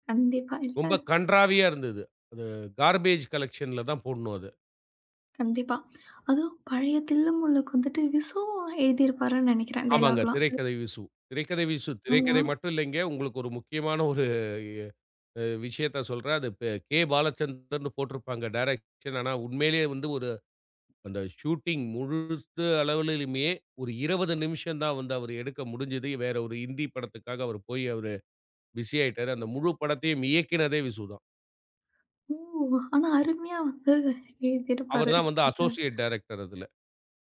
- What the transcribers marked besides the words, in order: other noise; in English: "கார்பேஜ் காலெக்ஷன்ல"; in English: "டயலாக்லாம்"; chuckle; in English: "டிரெக்ஷன்"; in English: "ஷூட்டிங்"; in English: "பிஸி"; in English: "அஸோஸியேட் டைரக்டர்"
- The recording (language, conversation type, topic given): Tamil, podcast, மழை நாளுக்கான இசைப் பட்டியல் என்ன?